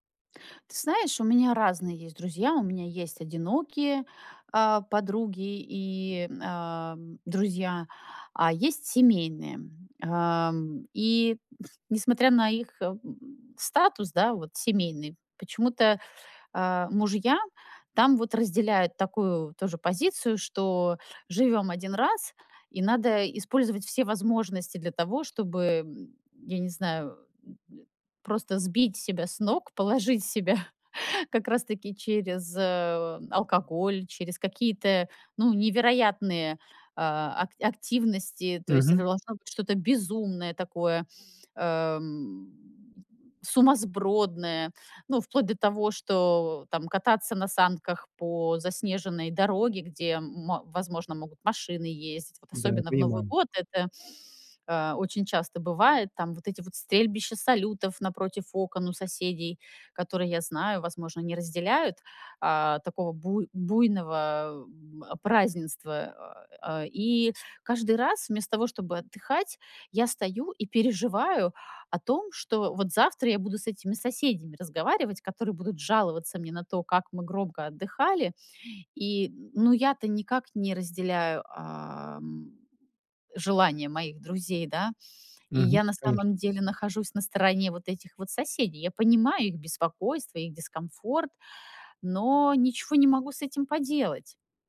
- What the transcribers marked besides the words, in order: chuckle; tapping; laughing while speaking: "себя"; grunt
- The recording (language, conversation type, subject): Russian, advice, Как справиться со стрессом и тревогой на праздниках с друзьями?